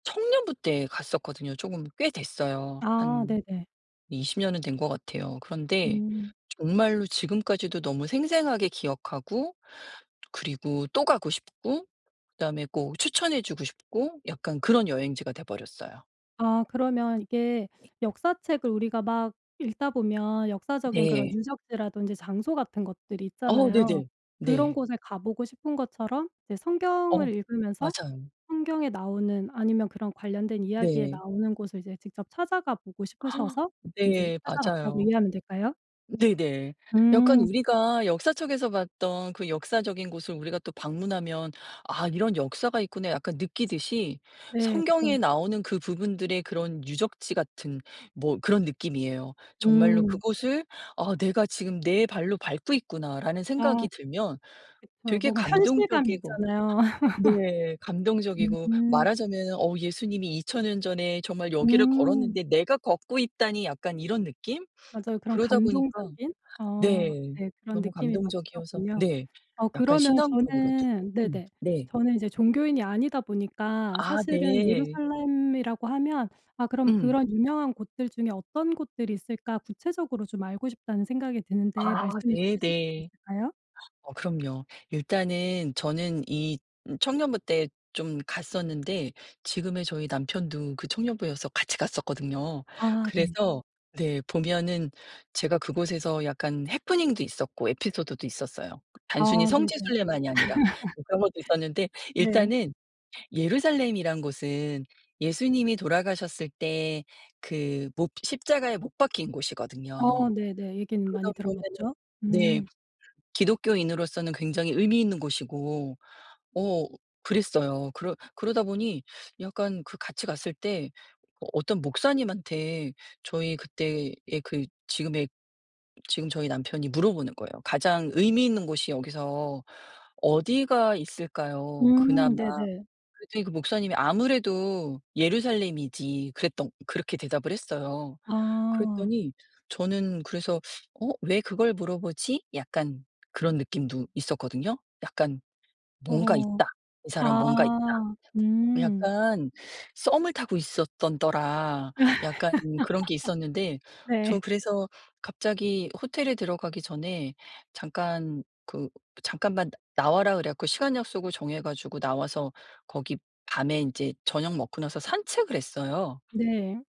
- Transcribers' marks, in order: other background noise; tapping; gasp; laugh; laugh; laugh; laughing while speaking: "네"
- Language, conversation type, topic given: Korean, podcast, 가장 추천하고 싶은 여행지는 어디인가요?